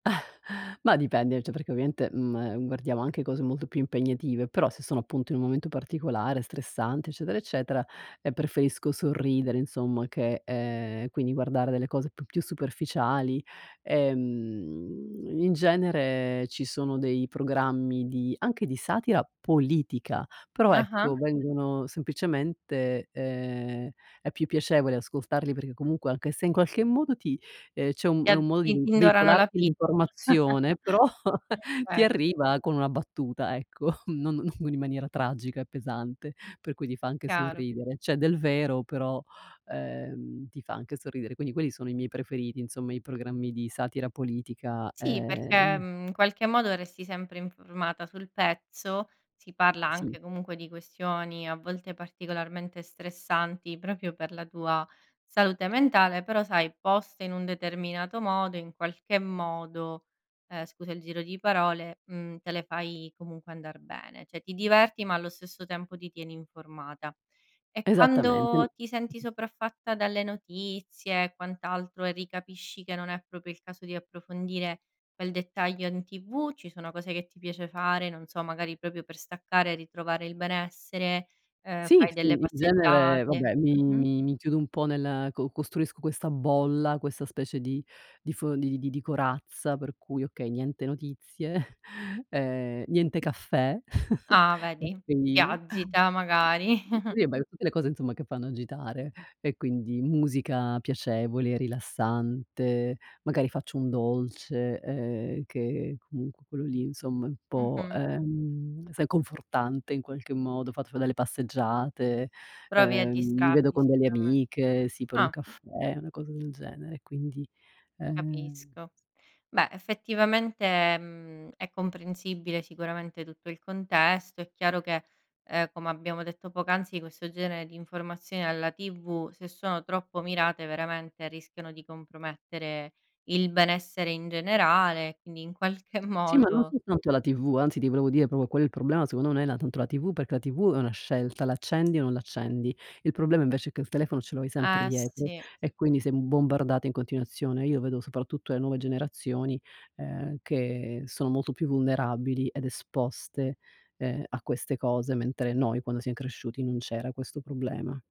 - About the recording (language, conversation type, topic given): Italian, podcast, Come bilanci il bisogno di restare informato con la tua salute mentale?
- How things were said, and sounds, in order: chuckle; "cioè" said as "ceh"; stressed: "politica"; laughing while speaking: "però"; chuckle; tapping; other background noise; chuckle; chuckle; laughing while speaking: "qualche modo"